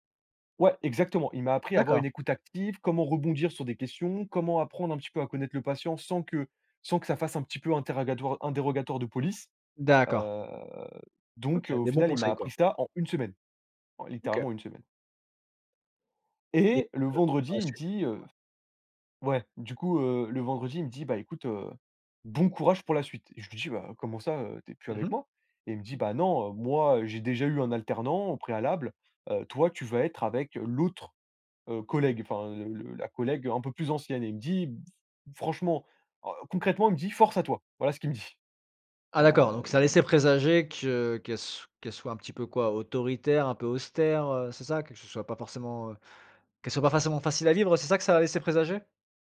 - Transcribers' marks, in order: "interrogatoire-" said as "interragatoire"; drawn out: "Heu"; stressed: "bon"
- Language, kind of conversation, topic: French, podcast, Peux-tu raconter un moment où tu as dû prendre l’initiative au travail ?